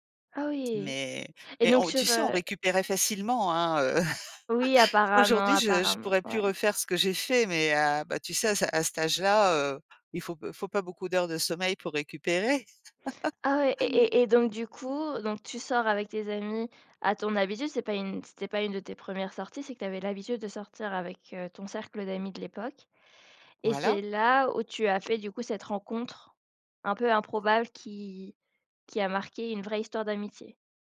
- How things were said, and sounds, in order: chuckle; tapping; laugh
- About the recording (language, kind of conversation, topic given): French, podcast, Comment une rencontre avec un inconnu s’est-elle transformée en une belle amitié ?